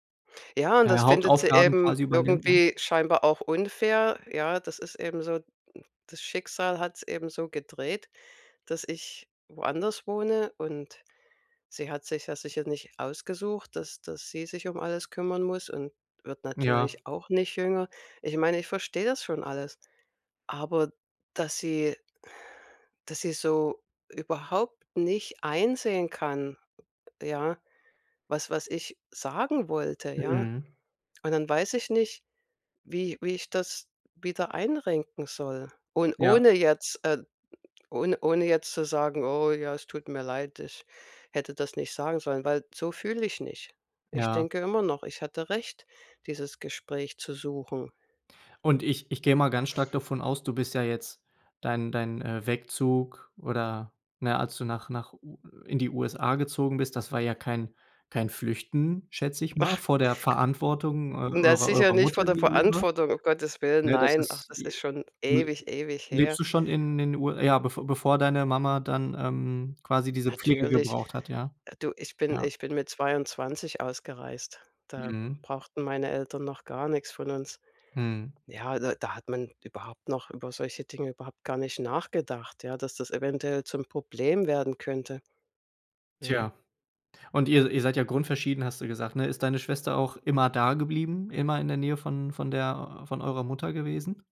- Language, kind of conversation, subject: German, advice, Wie kann ich Konflikte mit meinem Bruder oder meiner Schwester ruhig und fair lösen?
- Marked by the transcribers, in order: other noise; sigh; unintelligible speech; unintelligible speech